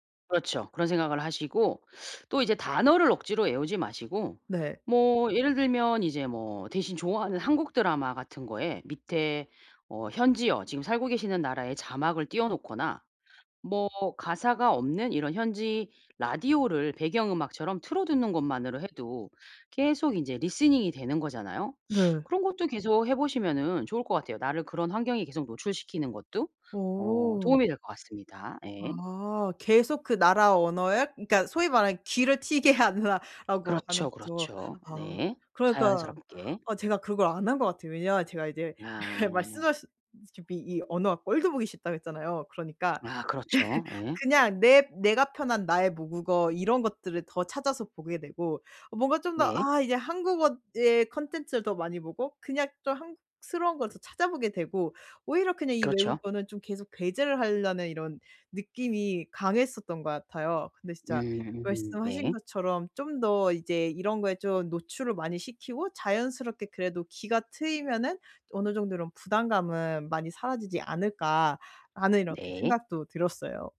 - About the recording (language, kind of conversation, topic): Korean, advice, 새 나라에서 언어 장벽과 자신감을 어떻게 극복할 수 있을까요?
- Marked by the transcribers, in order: in English: "리스닝이"; laughing while speaking: "예"; other background noise; laugh